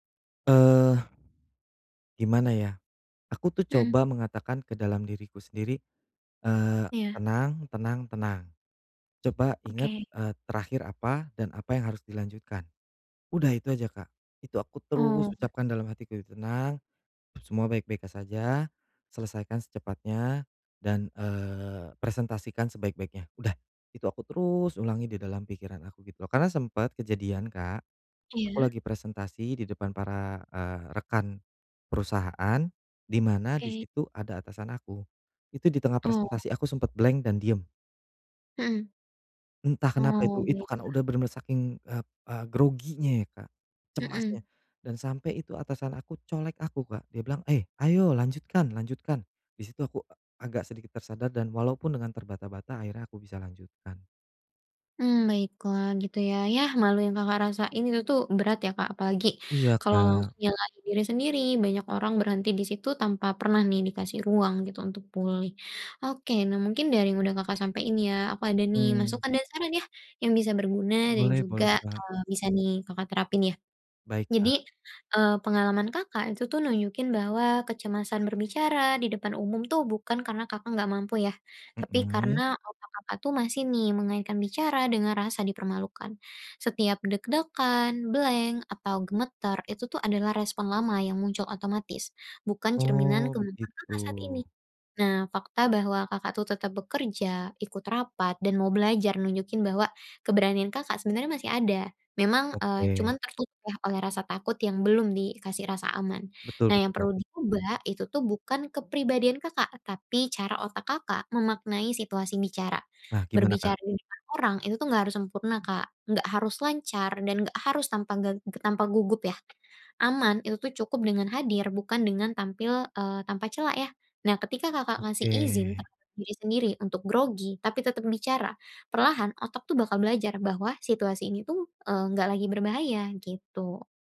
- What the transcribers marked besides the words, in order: other background noise; in English: "blank"; other animal sound; in English: "blank"
- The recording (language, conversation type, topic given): Indonesian, advice, Bagaimana cara mengurangi kecemasan saat berbicara di depan umum?